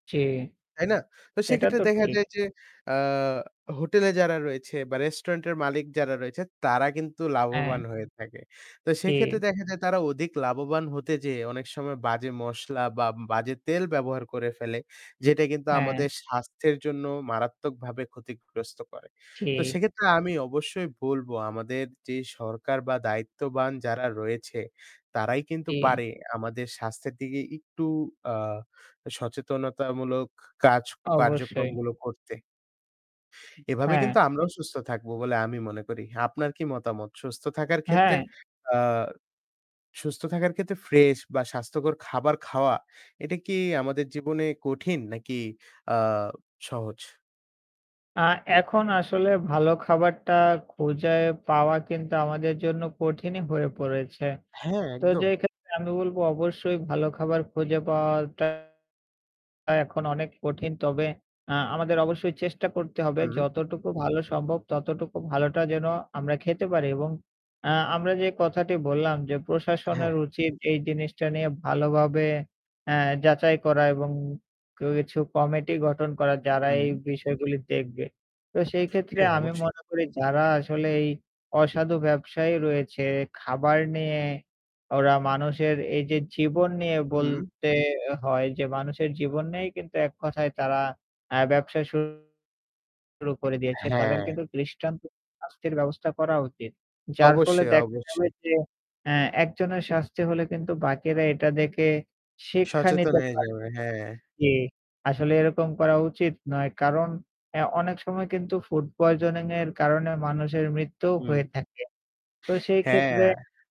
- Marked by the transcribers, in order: static; "সুস্থ" said as "সুস্ত"; "খুজে" said as "খুঁজায়"; distorted speech; other background noise
- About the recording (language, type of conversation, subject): Bengali, unstructured, তুমি কি কখনও বাসি বা নষ্ট খাবার খেয়ে অসুস্থ হয়েছ?